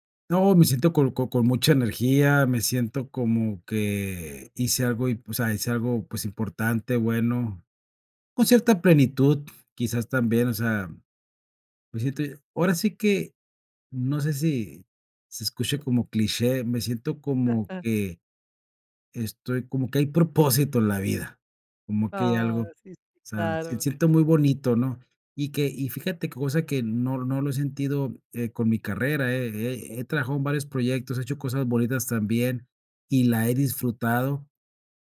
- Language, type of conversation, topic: Spanish, advice, ¿Cómo puedo decidir si volver a estudiar o iniciar una segunda carrera como adulto?
- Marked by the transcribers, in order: none